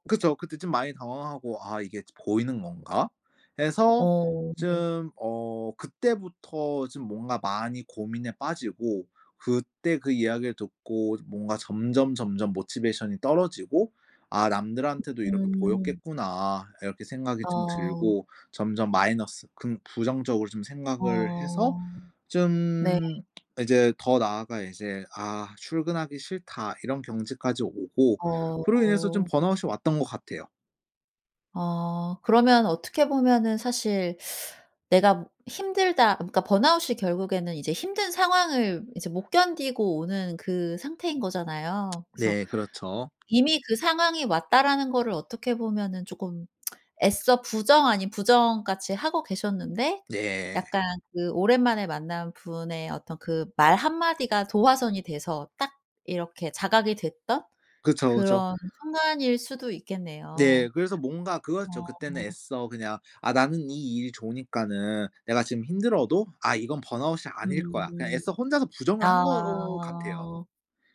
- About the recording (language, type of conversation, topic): Korean, podcast, 번아웃을 겪은 뒤 업무에 복귀할 때 도움이 되는 팁이 있을까요?
- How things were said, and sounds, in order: "좀" said as "즘"; "좀" said as "즘"; in English: "motivation이"; other background noise; tapping; teeth sucking; in English: "번아웃이"; lip smack; in English: "번아웃이"